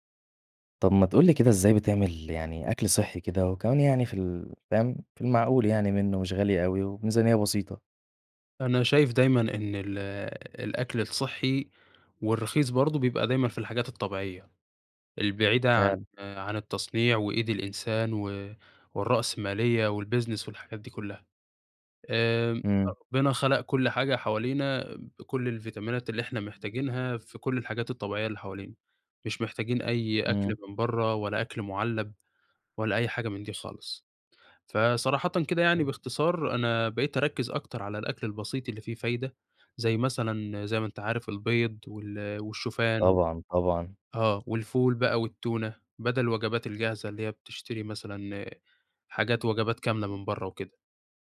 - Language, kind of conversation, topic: Arabic, podcast, إزاي تحافظ على أكل صحي بميزانية بسيطة؟
- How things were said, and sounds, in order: in English: "والبيزنس"; tapping; unintelligible speech